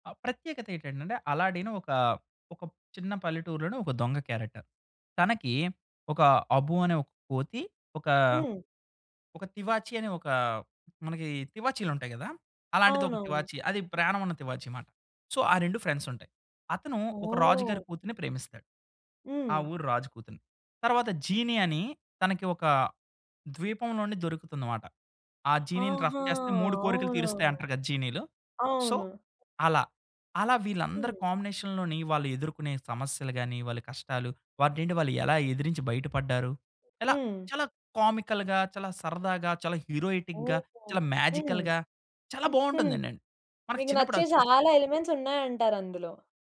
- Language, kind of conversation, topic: Telugu, podcast, చిన్నప్పుడు మీకు ఇష్టమైన టెలివిజన్ కార్యక్రమం ఏది?
- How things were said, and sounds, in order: in English: "క్యారెక్టర్"; in English: "సో"; in English: "రఫ్"; in English: "సో"; in English: "కాంబినేషన్‌లోని"; in English: "కామికల్‌గా"; in English: "హీరోయిటిక్‌గా"; in English: "మేజికల్‌గా"